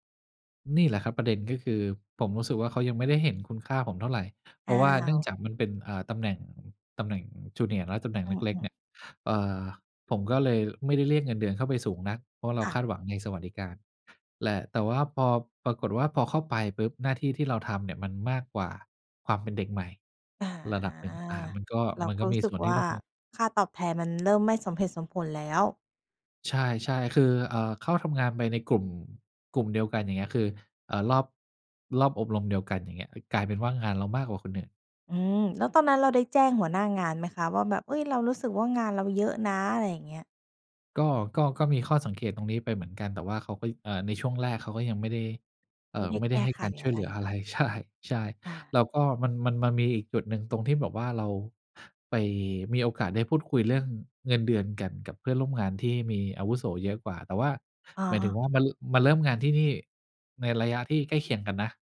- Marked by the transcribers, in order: in English: "junior"; other background noise; laughing while speaking: "ใช่"
- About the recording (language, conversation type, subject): Thai, podcast, ถ้าคิดจะเปลี่ยนงาน ควรเริ่มจากตรงไหนดี?